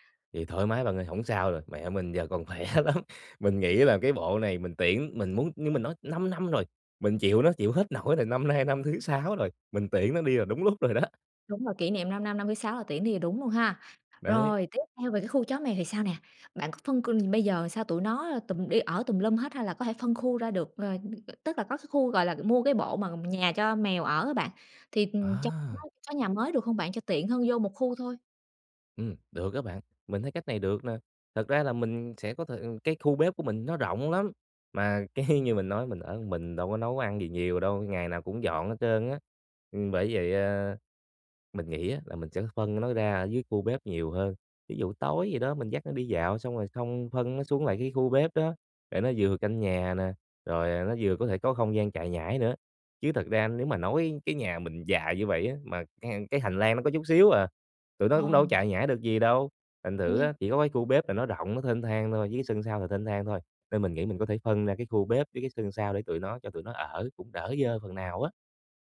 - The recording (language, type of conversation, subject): Vietnamese, advice, Làm sao để giữ nhà luôn gọn gàng lâu dài?
- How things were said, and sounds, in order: laughing while speaking: "khỏe lắm"; other background noise; laughing while speaking: "năm nay năm thứ sáu … lúc rồi đó"; tapping; other noise; laughing while speaking: "cái"; "một" said as "ân"